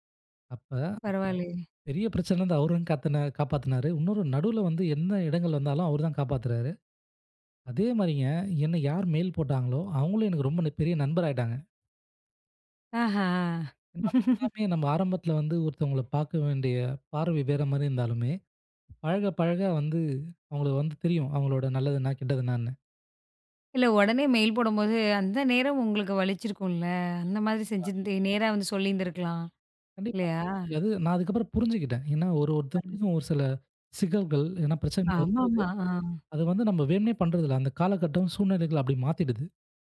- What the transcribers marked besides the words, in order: in English: "மெயில்"; laugh; in English: "மெயில்"; unintelligible speech
- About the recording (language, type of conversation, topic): Tamil, podcast, சிக்கலில் இருந்து உங்களை காப்பாற்றிய ஒருவரைப் பற்றி சொல்ல முடியுமா?